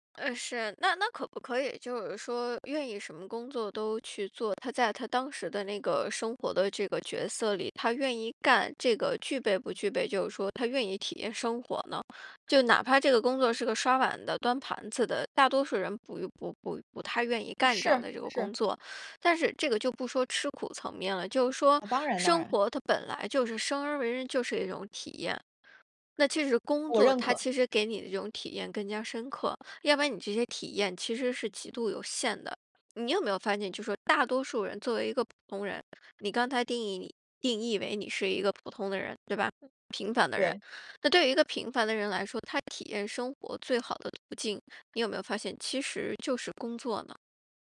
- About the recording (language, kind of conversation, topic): Chinese, podcast, 工作对你来说代表了什么？
- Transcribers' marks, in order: other noise